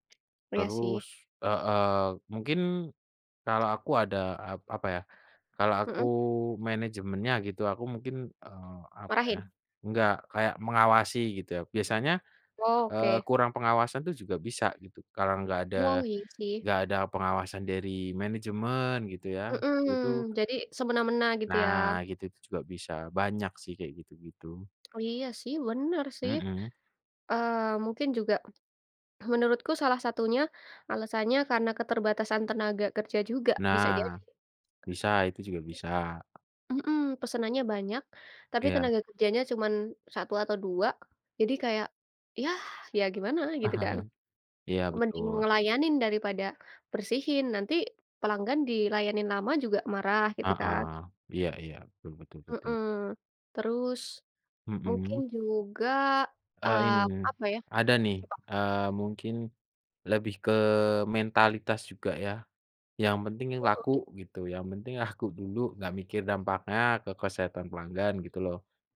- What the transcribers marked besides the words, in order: other background noise; unintelligible speech; chuckle; unintelligible speech
- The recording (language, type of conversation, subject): Indonesian, unstructured, Kenapa banyak restoran kurang memperhatikan kebersihan dapurnya, menurutmu?